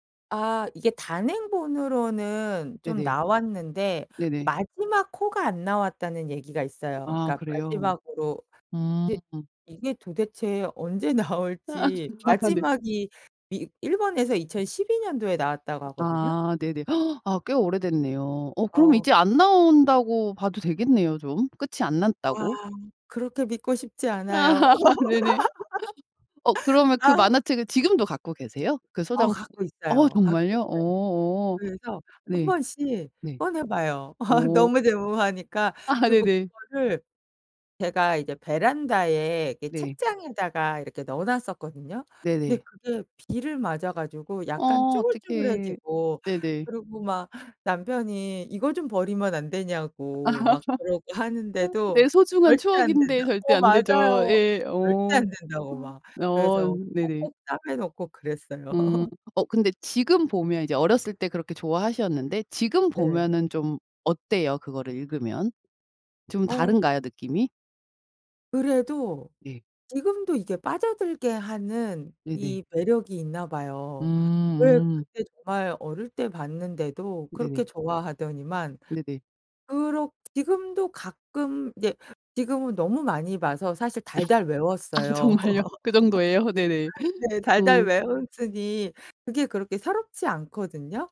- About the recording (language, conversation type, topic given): Korean, podcast, 어렸을 때 가장 빠져 있던 만화는 무엇이었나요?
- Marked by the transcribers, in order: tapping; laughing while speaking: "나올지"; laughing while speaking: "아. 네"; other background noise; laugh; gasp; laugh; laughing while speaking: "네네"; laugh; laughing while speaking: "아"; laugh; laugh; laugh; laugh; laughing while speaking: "아 정말요?"; laugh